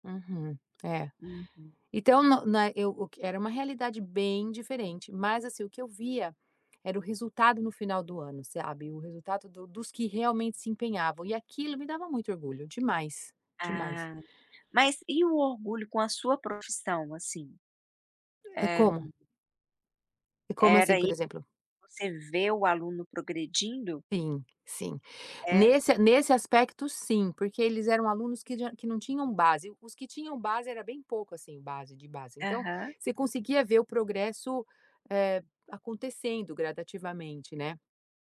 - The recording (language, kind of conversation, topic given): Portuguese, podcast, O que te dá orgulho na sua profissão?
- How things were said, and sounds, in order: tapping